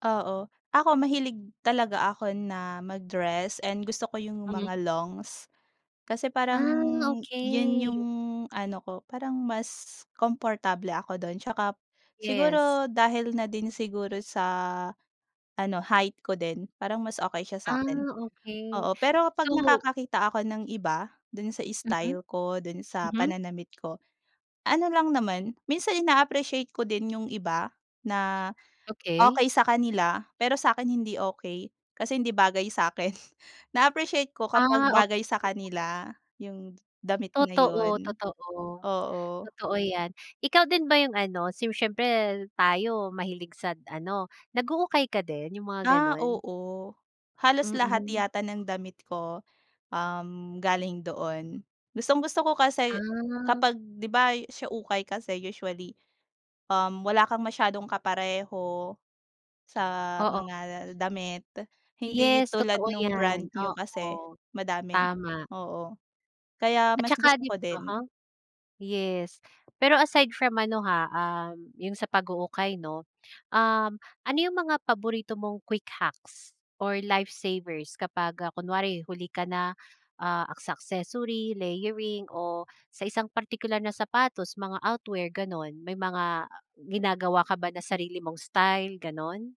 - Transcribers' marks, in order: other background noise; in English: "quick hacks or life savers"
- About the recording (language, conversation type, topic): Filipino, podcast, Paano ka pumipili ng isusuot mo tuwing umaga?